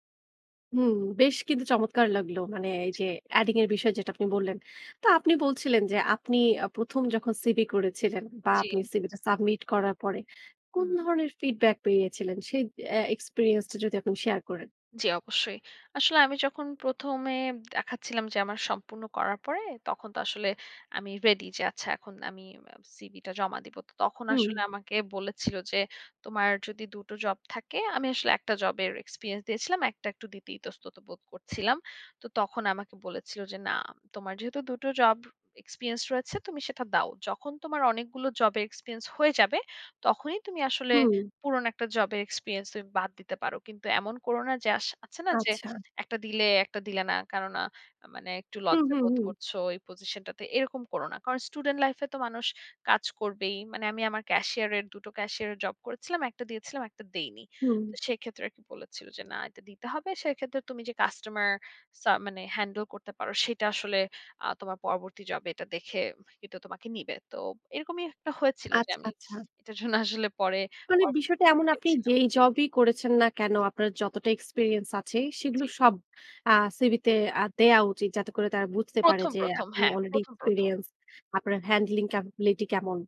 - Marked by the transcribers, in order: in English: "adding"; scoff; unintelligible speech
- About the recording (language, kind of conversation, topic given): Bengali, podcast, সিভি লেখার সময় সবচেয়ে বেশি কোন বিষয়টিতে নজর দেওয়া উচিত?